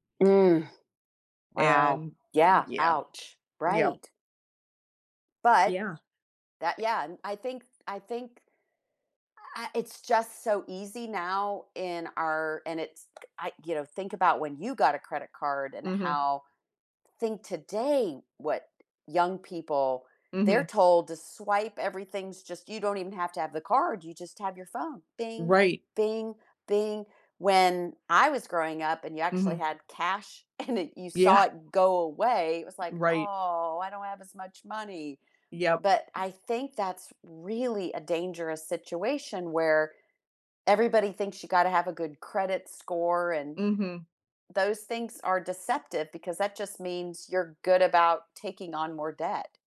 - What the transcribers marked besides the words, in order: other background noise; stressed: "today"; background speech; chuckle
- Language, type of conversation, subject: English, unstructured, Were you surprised by how much debt can grow?
- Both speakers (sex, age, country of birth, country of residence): female, 45-49, United States, United States; female, 60-64, United States, United States